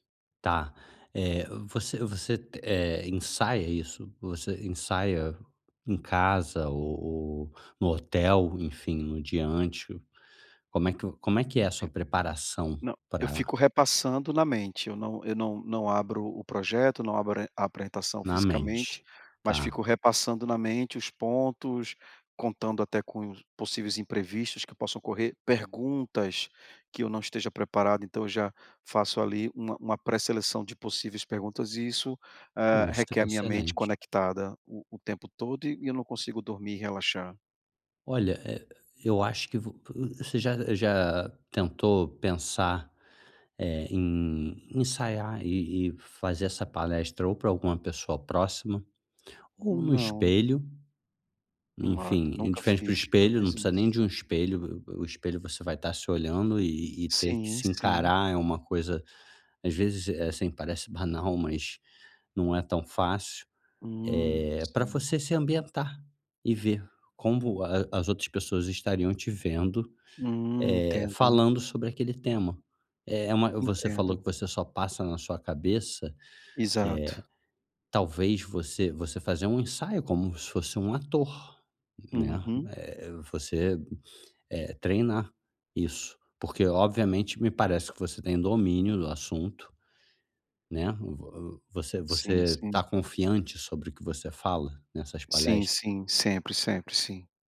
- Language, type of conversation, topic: Portuguese, advice, Como posso manter o sono consistente durante viagens frequentes?
- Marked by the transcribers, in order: other background noise; unintelligible speech